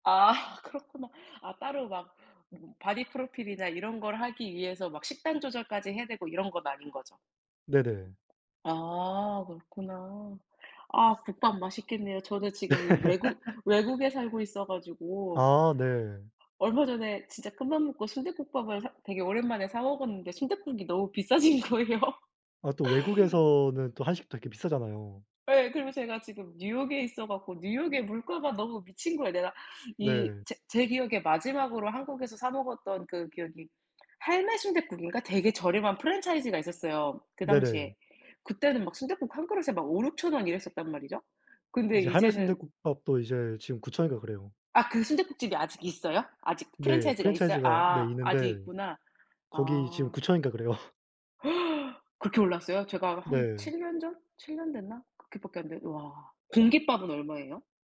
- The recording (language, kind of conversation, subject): Korean, unstructured, 취미가 스트레스 해소에 도움이 된 적이 있나요?
- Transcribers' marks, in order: laughing while speaking: "아 그렇구나"; other background noise; laugh; tapping; laughing while speaking: "비싸진 거예요"; laughing while speaking: "그래요"; gasp